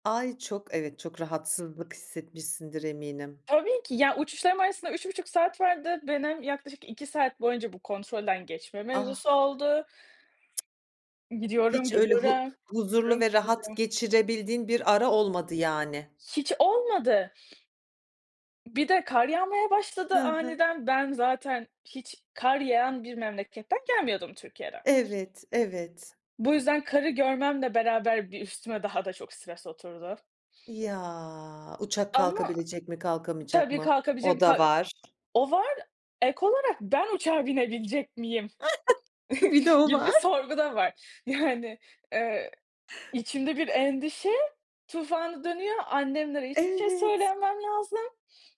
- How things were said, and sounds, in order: unintelligible speech; other background noise; unintelligible speech; drawn out: "Ya"; laughing while speaking: "Bir de o var"; chuckle
- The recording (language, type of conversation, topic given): Turkish, podcast, Seyahatin sırasında başına gelen unutulmaz bir olayı anlatır mısın?